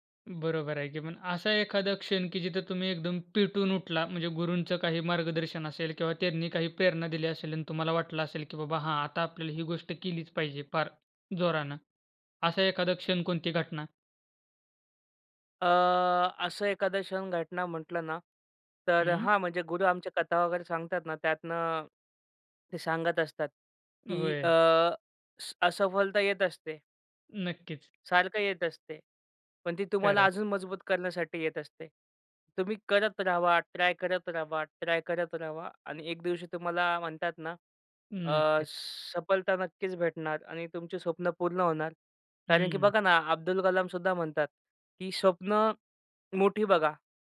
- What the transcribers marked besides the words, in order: tapping
- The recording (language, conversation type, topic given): Marathi, podcast, तुम्हाला स्वप्ने साध्य करण्याची प्रेरणा कुठून मिळते?